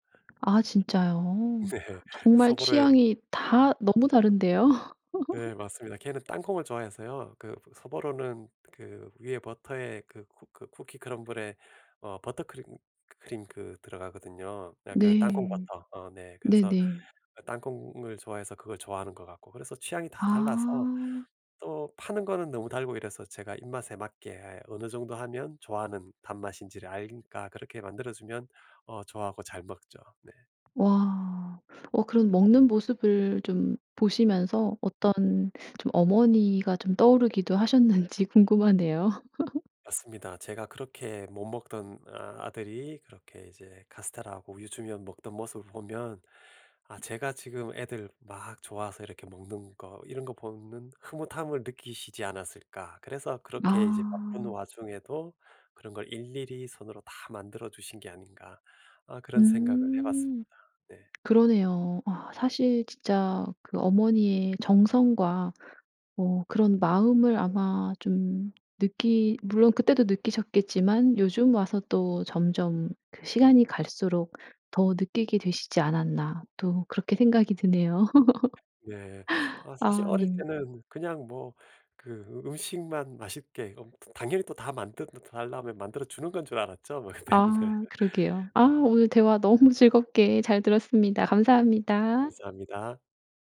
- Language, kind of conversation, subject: Korean, podcast, 음식을 통해 어떤 가치를 전달한 경험이 있으신가요?
- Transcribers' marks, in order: tapping; laughing while speaking: "네"; laugh; other background noise; "아니까" said as "알니까"; laugh; laugh; laughing while speaking: "뭐 그때는. 네"